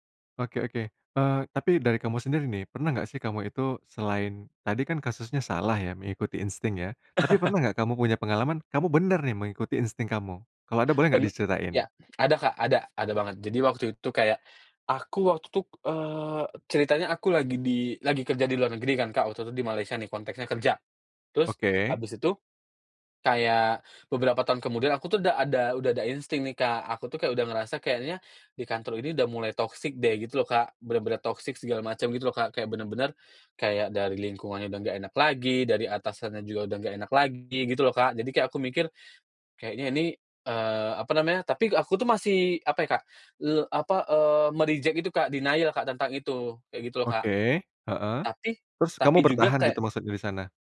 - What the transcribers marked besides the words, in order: chuckle; other background noise; in English: "me-reject"; in English: "denial"
- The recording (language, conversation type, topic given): Indonesian, podcast, Apa tips sederhana agar kita lebih peka terhadap insting sendiri?